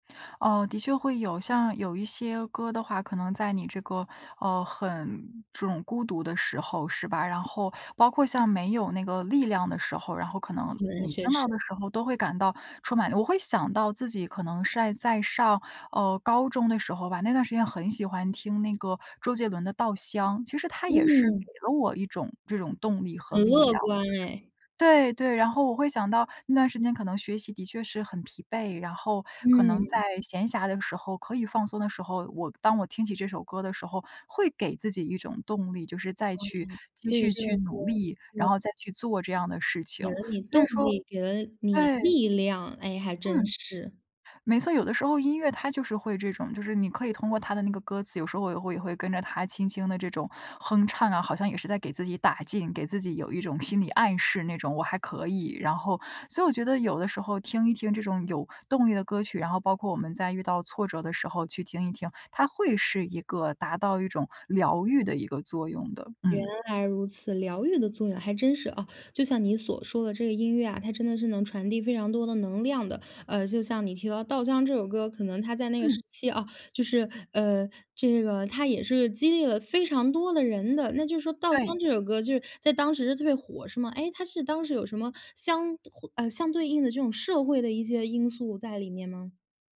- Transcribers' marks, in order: none
- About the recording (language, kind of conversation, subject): Chinese, podcast, 在你人生的不同阶段，音乐是如何陪伴你的？